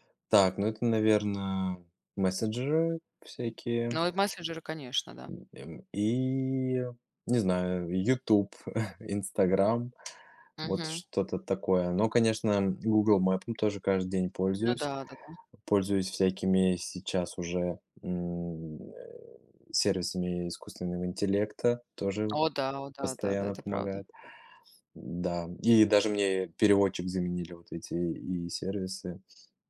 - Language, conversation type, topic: Russian, unstructured, Что тебя удивляет в современных смартфонах?
- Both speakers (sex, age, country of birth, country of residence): female, 35-39, Armenia, United States; male, 30-34, Russia, Spain
- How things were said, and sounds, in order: chuckle; tapping